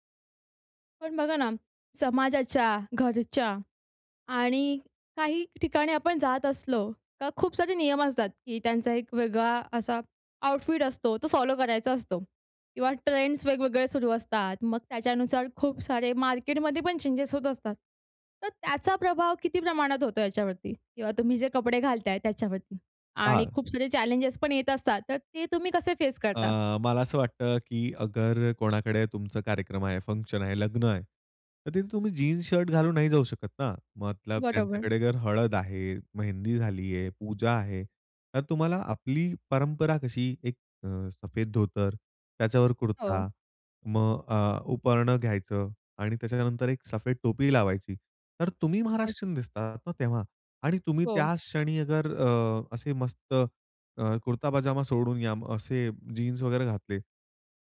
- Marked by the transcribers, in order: other background noise; in English: "आउटफिट"; in English: "फॉलो"; in English: "ट्रेंड्स"; in English: "चेंजेस"; in English: "चॅलेंजेस"; tapping; in English: "फंक्शन"
- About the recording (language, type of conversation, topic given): Marathi, podcast, कोणत्या कपड्यांमध्ये आपण सर्वांत जास्त स्वतःसारखे वाटता?